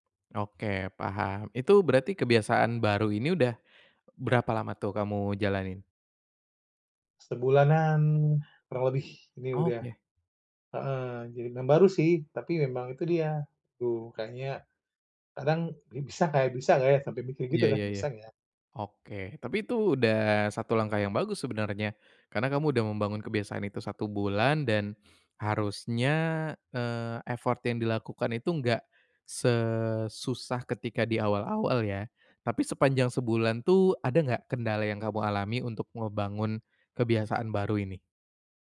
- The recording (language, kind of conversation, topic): Indonesian, advice, Bagaimana cara membangun kebiasaan disiplin diri yang konsisten?
- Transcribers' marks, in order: in English: "effort"